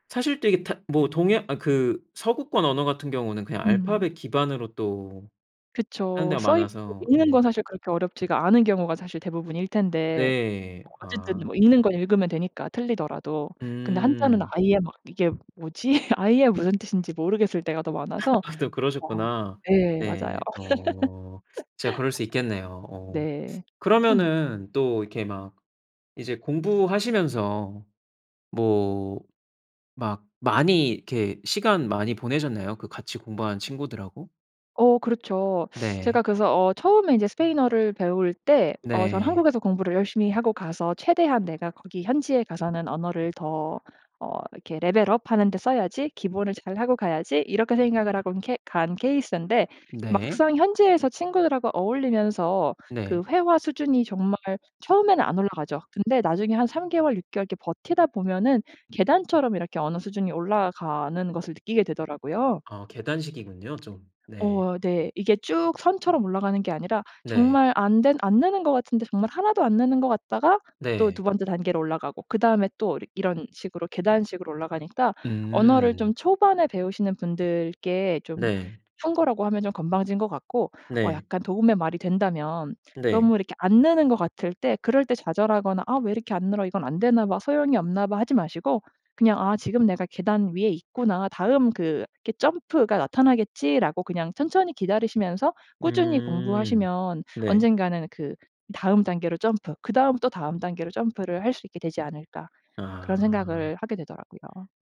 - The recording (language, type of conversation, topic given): Korean, podcast, 언어나 이름 때문에 소외감을 느껴본 적이 있나요?
- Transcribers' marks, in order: laugh; laughing while speaking: "뭐지?"; laugh; other background noise; teeth sucking; in English: "레벨 업"; tapping; in English: "케이스인데"